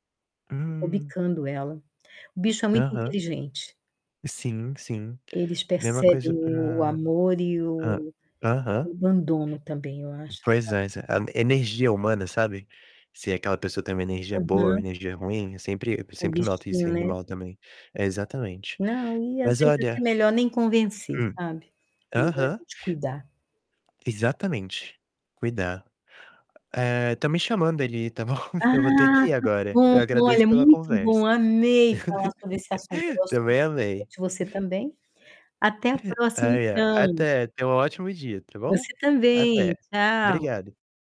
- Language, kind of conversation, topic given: Portuguese, unstructured, Como convencer alguém a não abandonar um cachorro ou um gato?
- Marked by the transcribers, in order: static; distorted speech; tapping; other background noise; chuckle; laugh; unintelligible speech; chuckle